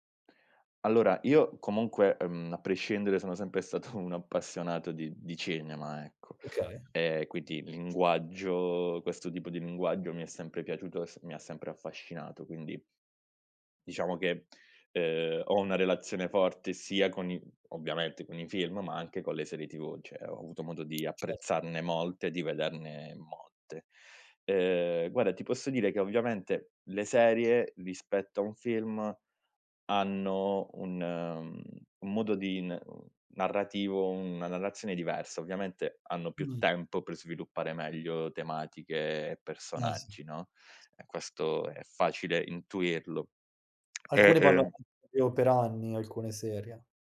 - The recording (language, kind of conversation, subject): Italian, podcast, Che ruolo hanno le serie TV nella nostra cultura oggi?
- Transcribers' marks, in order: "cinema" said as "cenema"; "linguaggio" said as "nguaggio"; tapping; "cioè" said as "ceh"